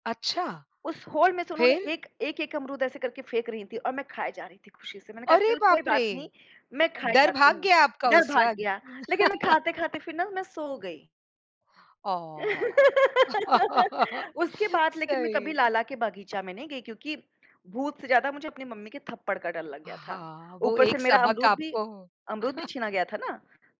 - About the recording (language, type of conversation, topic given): Hindi, podcast, तुम्हारे बचपन की प्रकृति से जुड़ी कोई याद क्या है?
- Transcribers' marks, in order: in English: "होल"; surprised: "अरे बाप रे!"; chuckle; laugh; chuckle